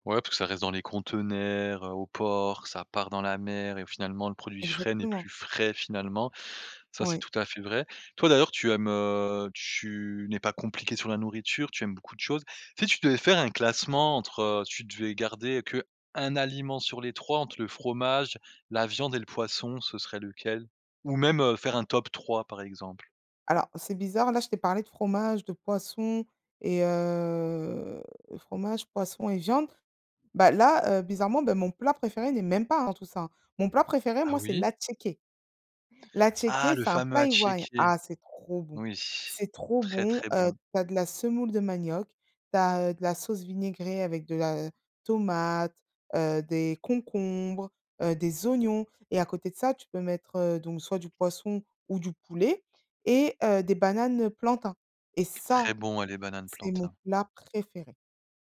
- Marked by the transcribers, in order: "containers" said as "contenairs"; stressed: "frais"; tapping; drawn out: "heu"; stressed: "même"; other background noise; stressed: "ça"
- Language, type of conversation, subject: French, podcast, Quel aliment ou quelle recette simple te réconforte le plus ?